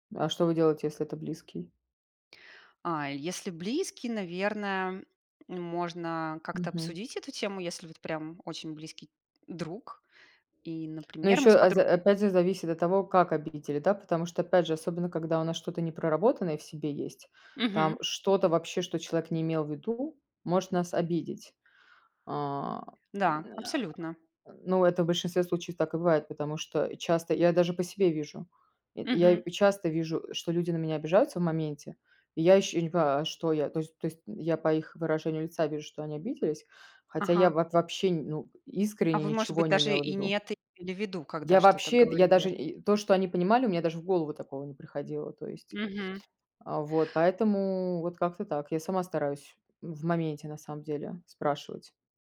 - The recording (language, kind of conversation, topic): Russian, unstructured, Как справиться с ситуацией, когда кто-то вас обидел?
- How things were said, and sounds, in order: none